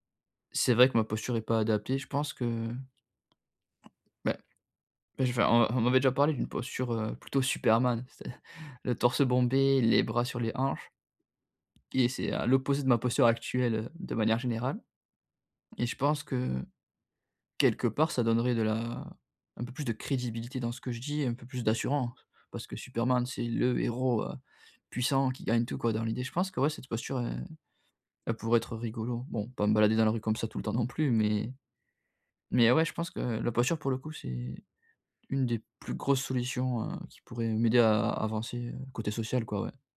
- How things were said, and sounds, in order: tapping; laughing while speaking: "c'est à"; stressed: "le"
- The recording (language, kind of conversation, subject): French, advice, Comment surmonter ma timidité pour me faire des amis ?